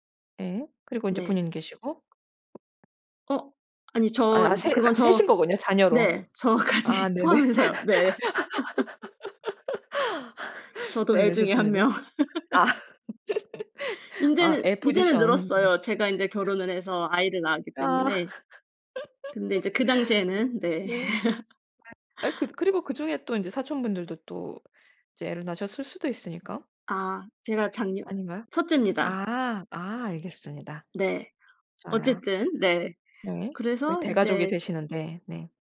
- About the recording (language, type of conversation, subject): Korean, podcast, 가족 모임에서 가장 기억에 남는 에피소드는 무엇인가요?
- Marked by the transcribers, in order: tapping; other background noise; laughing while speaking: "저까지 포함해서요"; laugh; laugh; in English: "포지션"; laughing while speaking: "아"; laugh; laugh